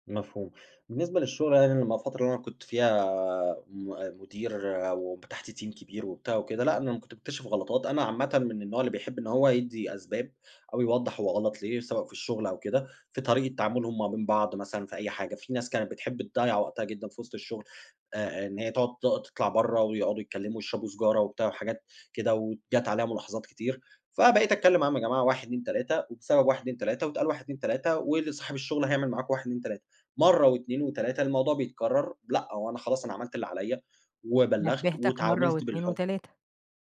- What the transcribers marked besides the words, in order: unintelligible speech; in English: "team"
- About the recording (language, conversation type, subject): Arabic, podcast, إزاي بتتجنب إنك تكرر نفس الغلط؟